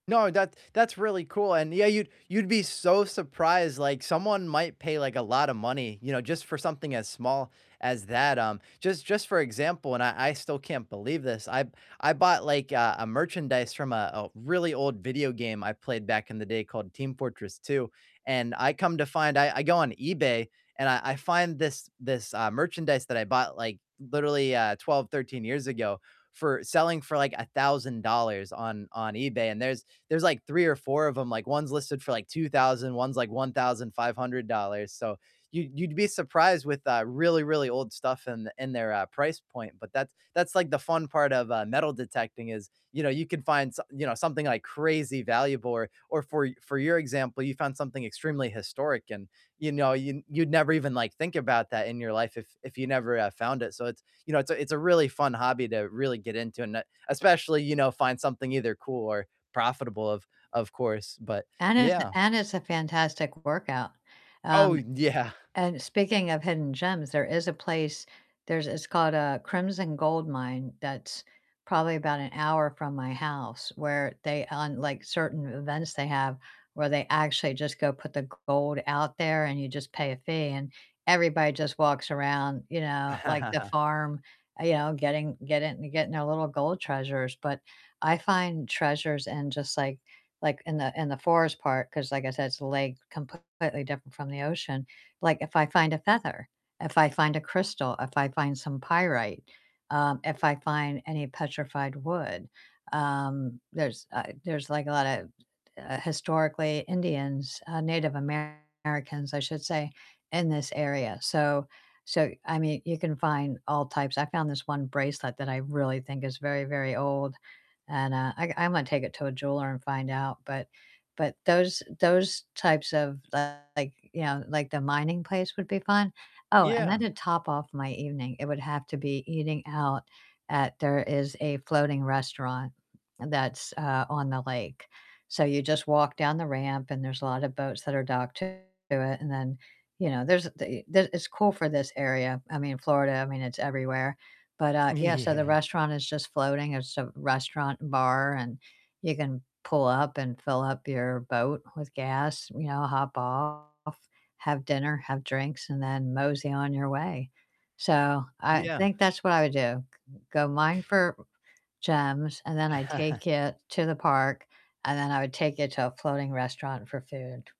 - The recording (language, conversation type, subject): English, unstructured, What local hidden gem would you be excited to share with a friend, and why?
- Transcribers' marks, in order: distorted speech; laughing while speaking: "yeah"; chuckle; other background noise; laughing while speaking: "Yeah"; chuckle